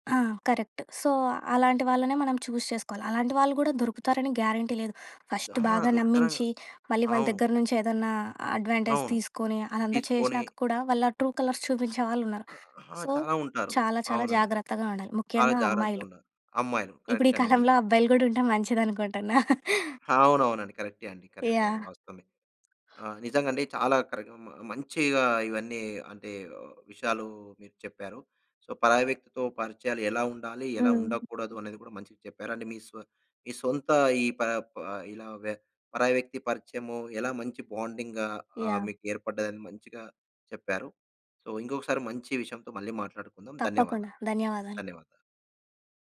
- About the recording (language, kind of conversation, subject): Telugu, podcast, పరాయి వ్యక్తి చేసిన చిన్న సహాయం మీపై ఎలాంటి ప్రభావం చూపిందో చెప్పగలరా?
- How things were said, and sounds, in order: in English: "కరెక్ట్. సో"; in English: "చూస్"; in English: "ఫస్ట్"; in English: "అడ్వాంటేజ్"; in English: "ట్రూ కలర్స్"; in English: "సో"; in English: "కరెక్ట్"; chuckle; in English: "కరెక్ట్"; other background noise; in English: "కరెక్ట్"; in English: "సో"; in English: "బాండింగ్‌గా"; in English: "సో"